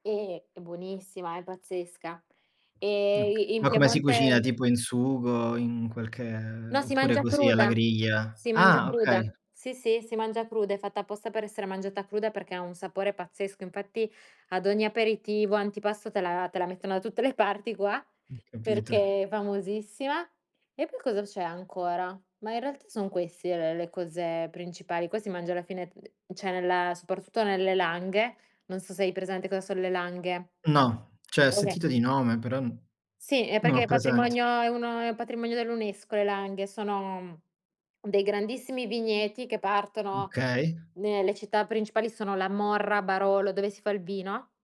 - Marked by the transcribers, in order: tapping; other background noise; background speech; laughing while speaking: "parti"; "cioè" said as "ceh"; "cioè" said as "ceh"; unintelligible speech; "okay" said as "kay"
- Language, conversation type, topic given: Italian, unstructured, Qual è il piatto che associ a un momento felice della tua vita?
- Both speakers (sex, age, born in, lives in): female, 25-29, Italy, Italy; male, 30-34, Italy, Germany